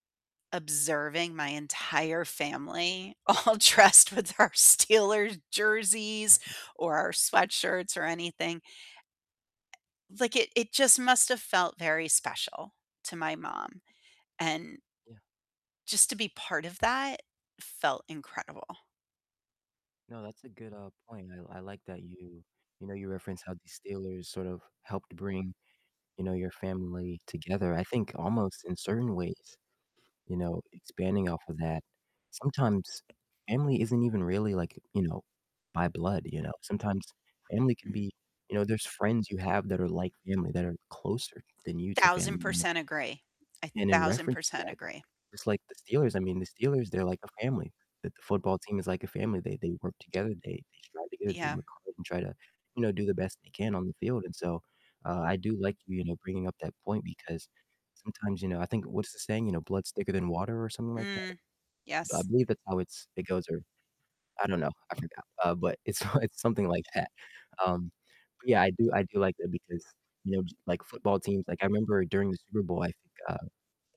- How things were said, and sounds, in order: laughing while speaking: "all dressed with our"; chuckle; distorted speech; static; tapping; other background noise; laughing while speaking: "it's"; laughing while speaking: "that"
- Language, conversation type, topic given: English, unstructured, What makes a family gathering special for you?